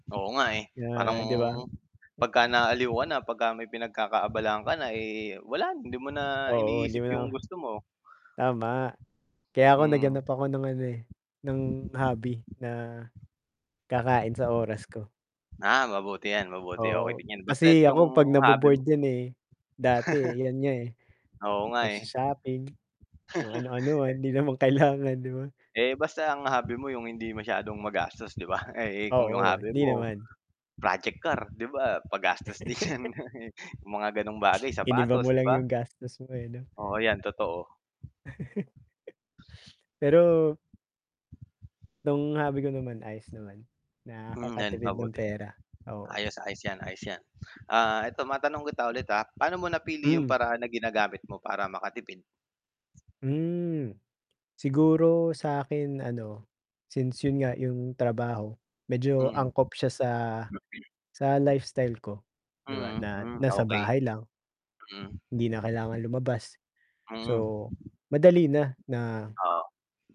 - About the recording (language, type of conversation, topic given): Filipino, unstructured, Ano ang simpleng paraan na ginagawa mo para makatipid buwan-buwan?
- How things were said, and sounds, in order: wind; static; drawn out: "parang"; tapping; laugh; laughing while speaking: "hindi naman kailangan"; in English: "project car"; laugh; laughing while speaking: "din 'yan?"; chuckle; chuckle; drawn out: "Hmm"; lip smack; mechanical hum